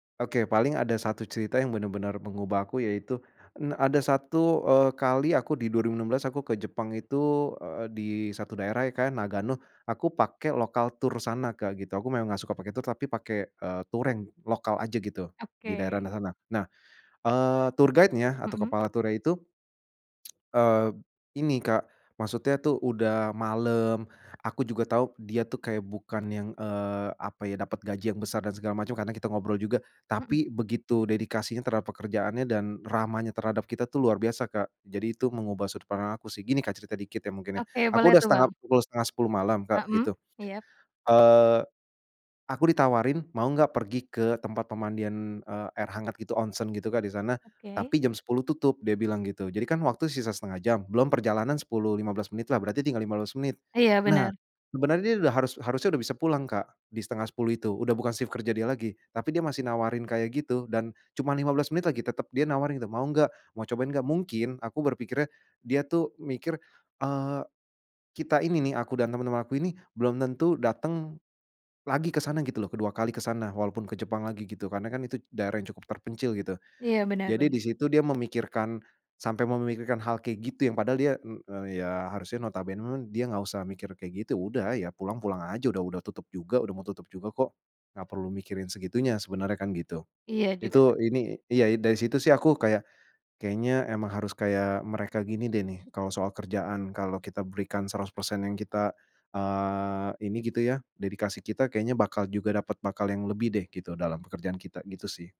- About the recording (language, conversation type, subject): Indonesian, podcast, Pernahkah kamu mengalami pertemuan singkat yang mengubah cara pandangmu?
- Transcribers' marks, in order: "tur yang" said as "tureng"; "Nagano" said as "Nasana"; in English: "tour guide-nya"; tsk